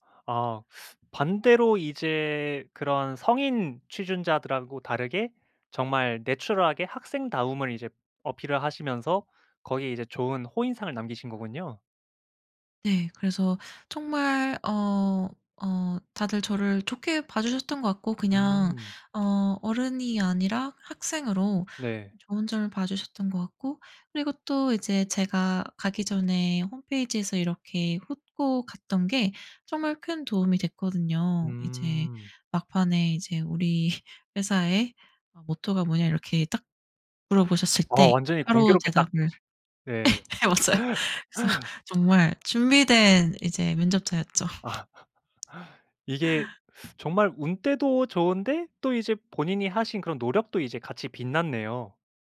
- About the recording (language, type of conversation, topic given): Korean, podcast, 인생에서 가장 큰 전환점은 언제였나요?
- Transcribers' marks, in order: other background noise; tapping; laugh; laugh; laughing while speaking: "예 해왔어요"; laugh